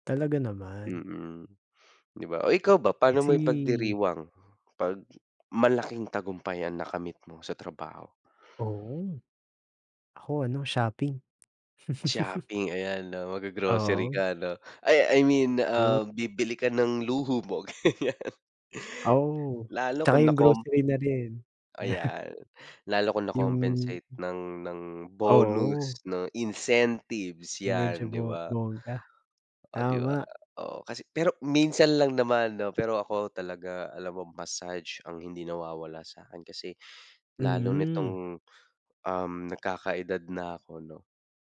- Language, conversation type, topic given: Filipino, unstructured, Paano mo ipinagdiriwang ang tagumpay sa trabaho?
- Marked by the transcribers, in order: other background noise; tapping; laugh; laughing while speaking: "ganiyan"; laugh